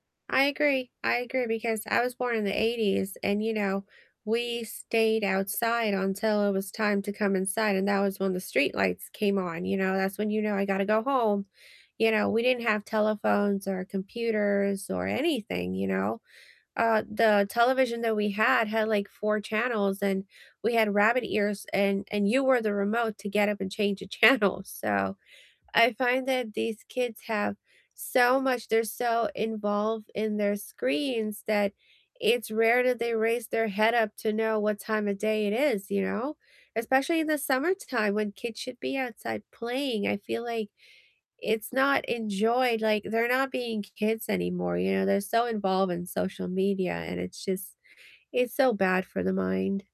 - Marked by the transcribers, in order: laughing while speaking: "channel"
- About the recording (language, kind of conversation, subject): English, unstructured, Which nearby trail or neighborhood walk do you love recommending, and why should we try it together?